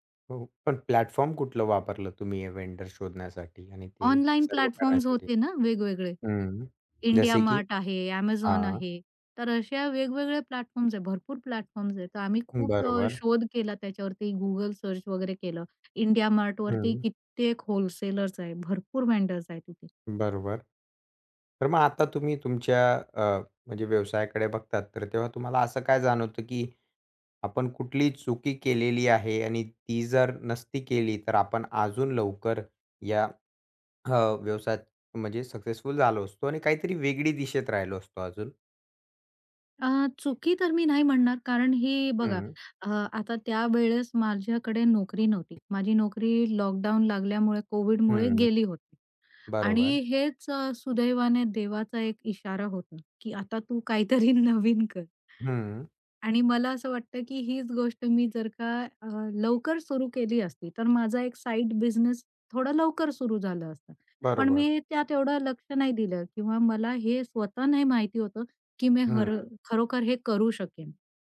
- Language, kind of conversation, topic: Marathi, podcast, हा प्रकल्प तुम्ही कसा सुरू केला?
- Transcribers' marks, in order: other background noise; in English: "प्लॅटफॉर्म"; in English: "वेन्डर"; in English: "प्लॅटफॉर्म्स"; in English: "प्लॅटफॉर्म्स"; in English: "प्लॅटफॉर्म्स"; in English: "सर्च"; in English: "वेन्डर"; tapping; laughing while speaking: "काहीतरी नवीन कर"